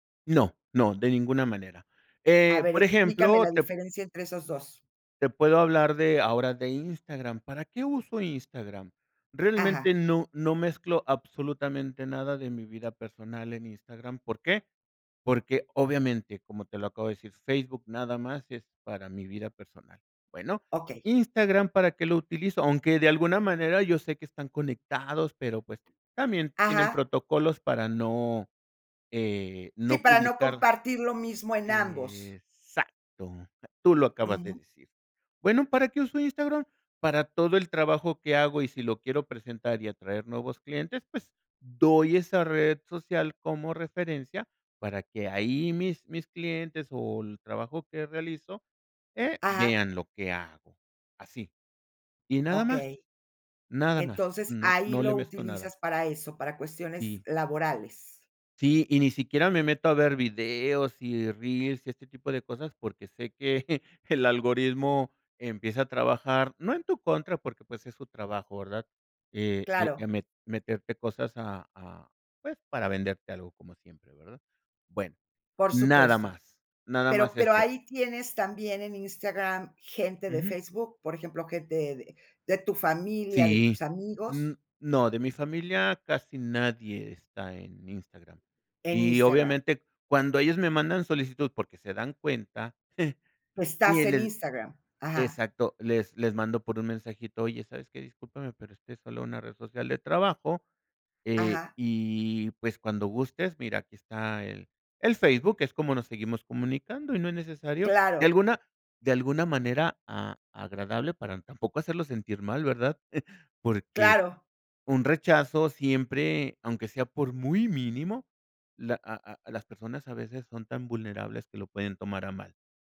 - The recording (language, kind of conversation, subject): Spanish, podcast, ¿Cómo decides si seguir a alguien en redes sociales?
- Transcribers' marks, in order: drawn out: "Exacto"; laugh; chuckle; chuckle